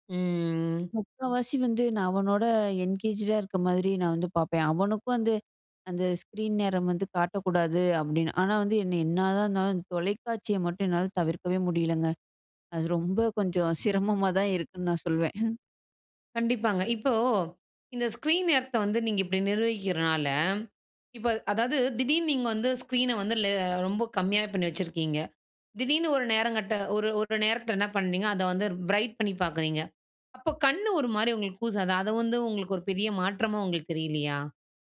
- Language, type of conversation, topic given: Tamil, podcast, உங்கள் தினசரி திரை நேரத்தை நீங்கள் எப்படி நிர்வகிக்கிறீர்கள்?
- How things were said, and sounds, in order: in English: "என்கேஜ்"; chuckle; in English: "பிரைட்"